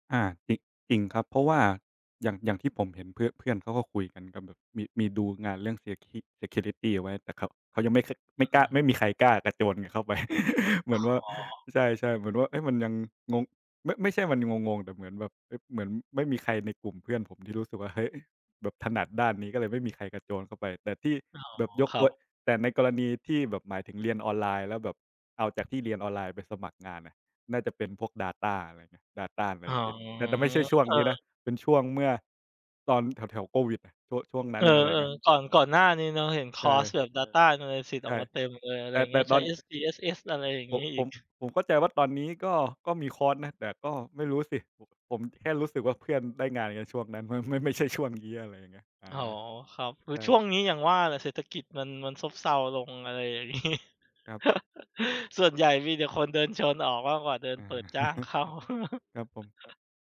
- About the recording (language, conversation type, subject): Thai, unstructured, คุณคิดว่าการเรียนออนไลน์ดีกว่าการเรียนในห้องเรียนหรือไม่?
- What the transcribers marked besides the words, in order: other background noise; in English: "Security"; chuckle; in English: "Data Analysis"; drawn out: "อ๋อ"; in English: "Data Analysis"; laughing while speaking: "ไม่ใช่ช่วงนี้"; chuckle; chuckle